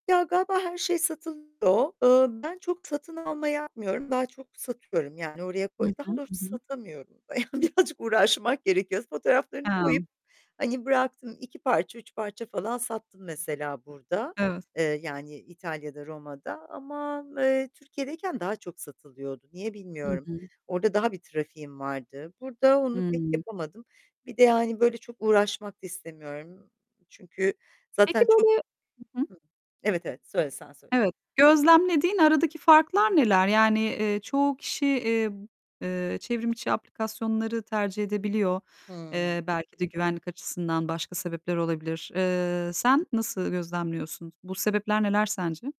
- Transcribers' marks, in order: static; tapping; distorted speech; laughing while speaking: "Yani, birazcık uğraşmak gerekiyor"
- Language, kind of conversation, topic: Turkish, podcast, İkinci el alışverişi hakkında ne düşünüyorsun?